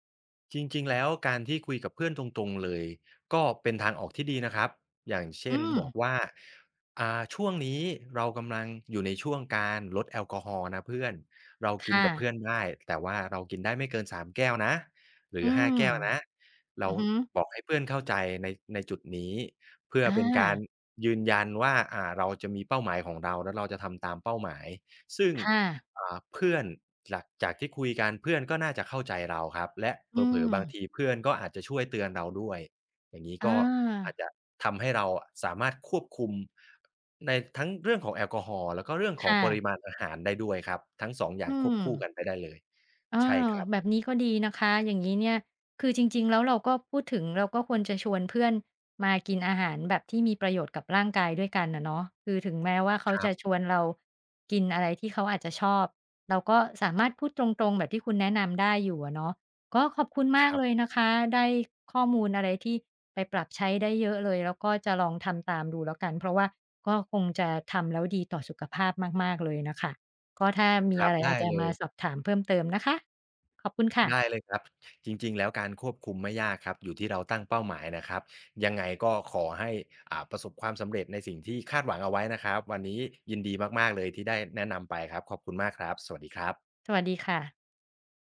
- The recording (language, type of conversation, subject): Thai, advice, ทำไมเวลาคุณดื่มแอลกอฮอล์แล้วมักจะกินมากเกินไป?
- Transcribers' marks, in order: none